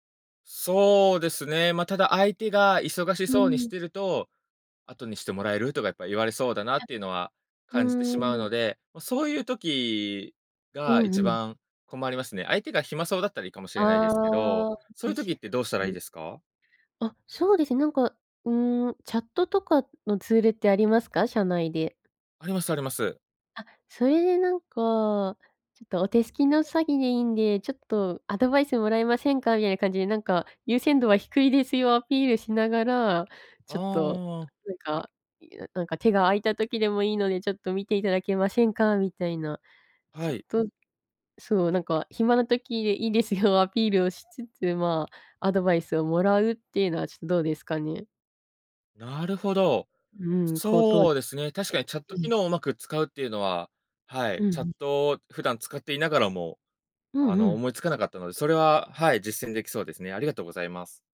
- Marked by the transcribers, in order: "時" said as "さぎ"; laughing while speaking: "いいですよ"
- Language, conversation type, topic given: Japanese, advice, なぜ私は人に頼らずに全部抱え込み、燃え尽きてしまうのでしょうか？